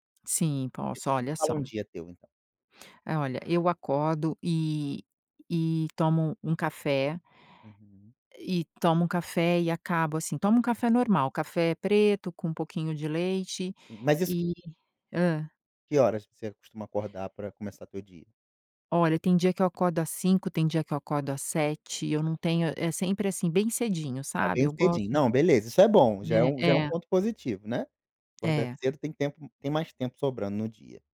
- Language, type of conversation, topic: Portuguese, advice, Como posso lidar com recaídas frequentes em hábitos que quero mudar?
- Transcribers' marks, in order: other background noise